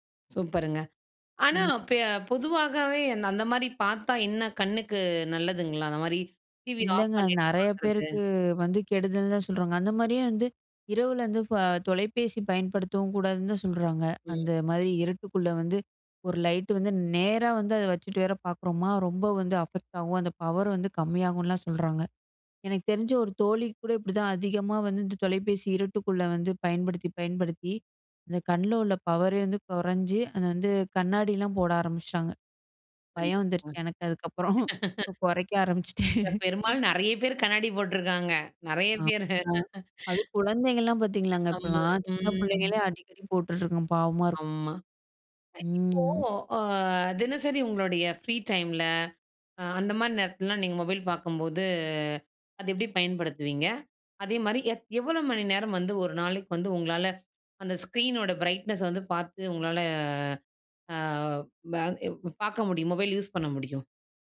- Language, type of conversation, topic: Tamil, podcast, உங்கள் தினசரி திரை நேரத்தை நீங்கள் எப்படி நிர்வகிக்கிறீர்கள்?
- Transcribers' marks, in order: other background noise; in English: "அஃபெக்ட்"; in English: "பவர்"; chuckle; laughing while speaking: "அதுக்கப்புறம்"; chuckle; chuckle; in English: "ஸ்க்ரீனோட பிரைட்னஸ்"; drawn out: "அ"